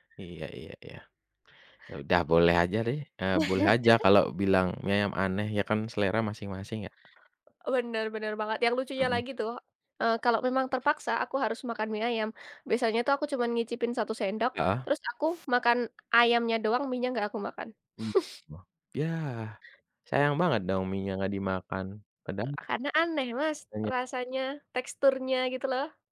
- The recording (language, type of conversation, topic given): Indonesian, unstructured, Pernahkah kamu mencoba makanan yang rasanya benar-benar aneh?
- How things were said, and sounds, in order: chuckle; tapping; other background noise; unintelligible speech; chuckle